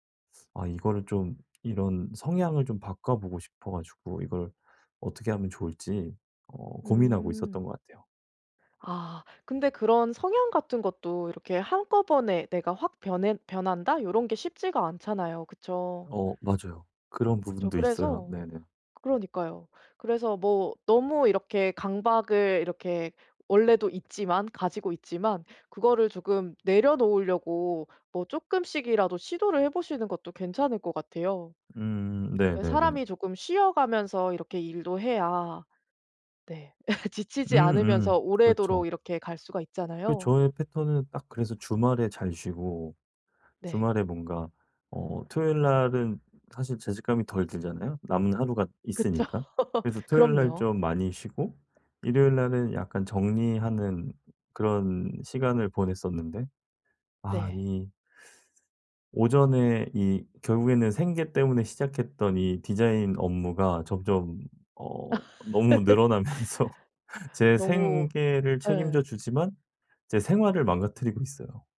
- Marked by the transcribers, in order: laugh; laughing while speaking: "그쵸"; laugh; other background noise; laugh; laughing while speaking: "늘어나면서"; laugh
- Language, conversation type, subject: Korean, advice, 주말에 계획을 세우면서도 충분히 회복하려면 어떻게 하면 좋을까요?